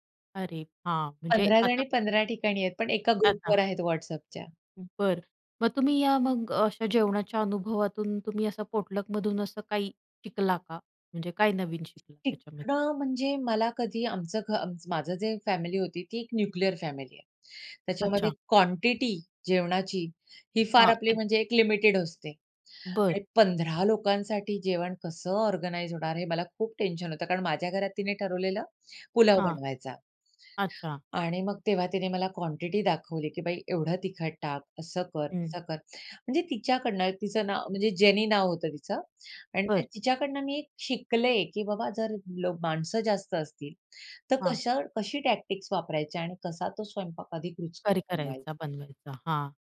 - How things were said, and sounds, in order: in English: "पोटलक"; other background noise; in English: "न्यूक्लिअर फॅमिली"; in English: "टॅक्टिक्स"; tapping
- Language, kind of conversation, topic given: Marathi, podcast, एकत्र जेवण किंवा पोटलकमध्ये घडलेला कोणता मजेशीर किस्सा तुम्हाला आठवतो?